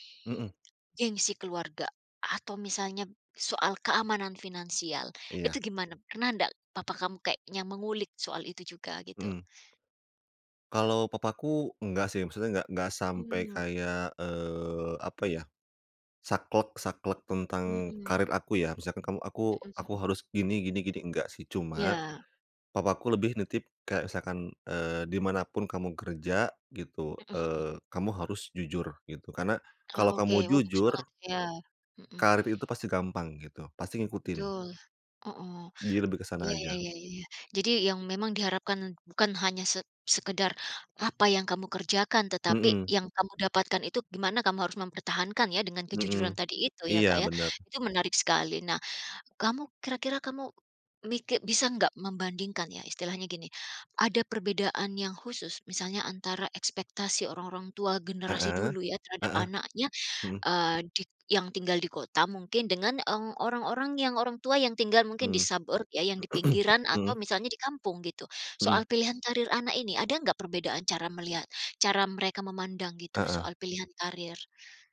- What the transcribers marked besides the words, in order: tapping; in English: "suburb"; throat clearing
- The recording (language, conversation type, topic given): Indonesian, podcast, Bagaimana biasanya harapan keluarga terhadap pilihan karier anak?